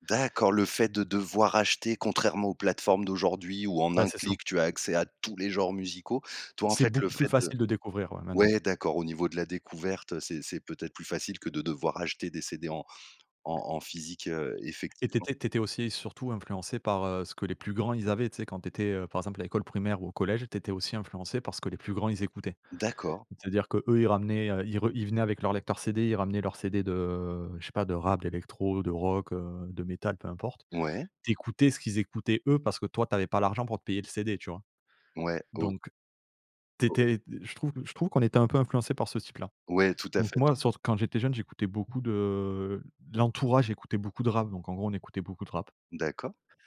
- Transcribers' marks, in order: stressed: "tous"; tapping; other background noise; drawn out: "de"; drawn out: "de"
- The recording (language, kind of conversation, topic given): French, podcast, Comment tes goûts musicaux ont-ils évolué avec le temps ?